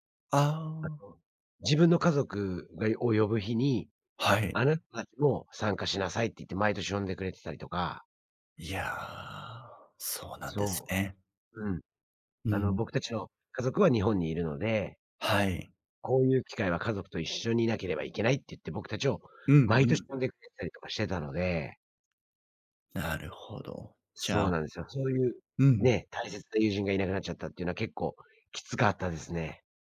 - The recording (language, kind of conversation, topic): Japanese, advice, 引っ越してきた地域で友人がいないのですが、どうやって友達を作ればいいですか？
- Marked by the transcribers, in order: none